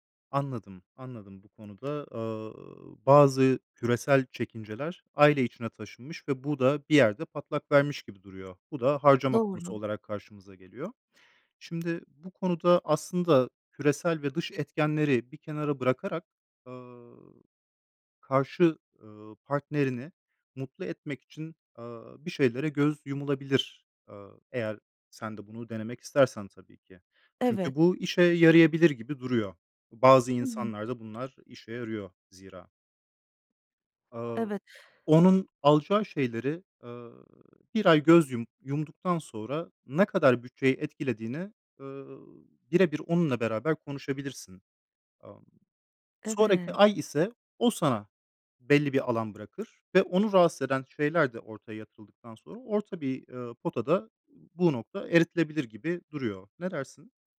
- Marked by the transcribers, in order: other background noise; tapping
- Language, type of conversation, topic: Turkish, advice, Eşinizle harcama öncelikleri konusunda neden anlaşamıyorsunuz?